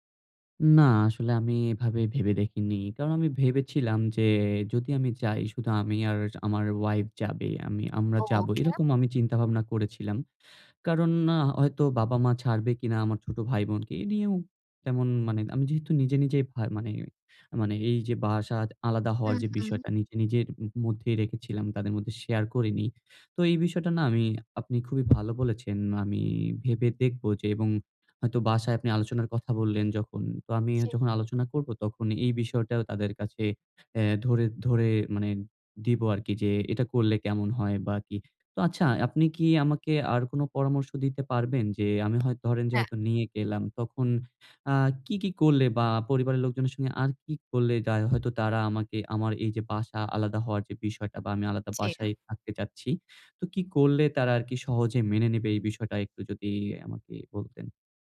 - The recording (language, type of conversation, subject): Bengali, advice, একই বাড়িতে থাকতে থাকতেই আলাদা হওয়ার সময় আপনি কী ধরনের আবেগীয় চাপ অনুভব করছেন?
- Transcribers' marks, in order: "ওকে" said as "ওখেম"; tapping; "জি" said as "চি"; other background noise; "জী" said as "চি"